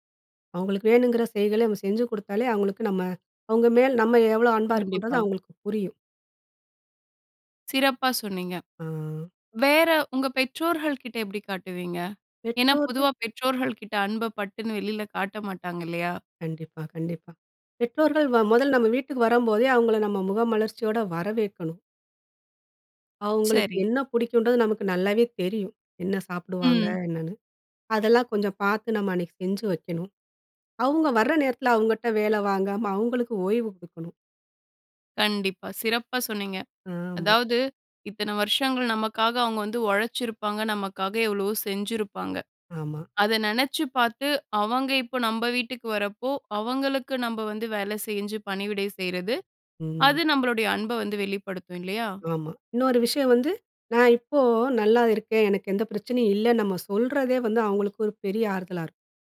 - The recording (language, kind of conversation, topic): Tamil, podcast, அன்பை வெளிப்படுத்தும்போது சொற்களையா, செய்கைகளையா—எதையே நீங்கள் அதிகம் நம்புவீர்கள்?
- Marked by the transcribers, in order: other background noise; other noise; drawn out: "ஆ"; "அவங்களை" said as "அவங்கள"; "முகமலர்ச்சியோடு" said as "முகமலர்ச்சியோட"; "பிடிக்கும்ன்றது" said as "புடிக்கும்ன்றது"; grunt; tapping